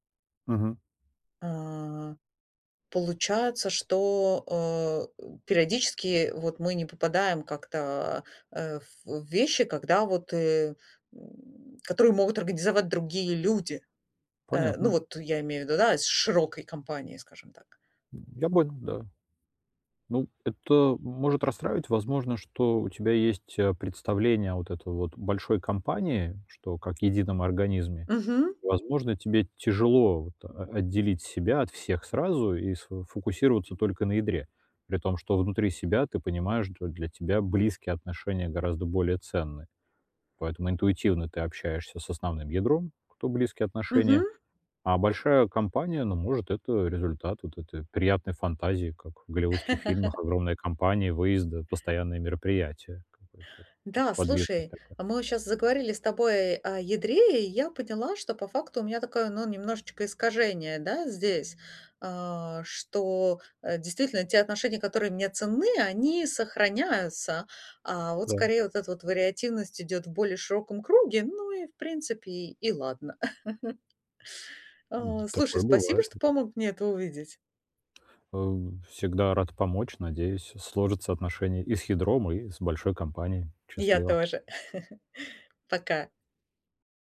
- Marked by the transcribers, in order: unintelligible speech; alarm; chuckle; tapping; chuckle; chuckle
- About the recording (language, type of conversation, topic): Russian, advice, Как справиться с тем, что друзья в последнее время отдалились?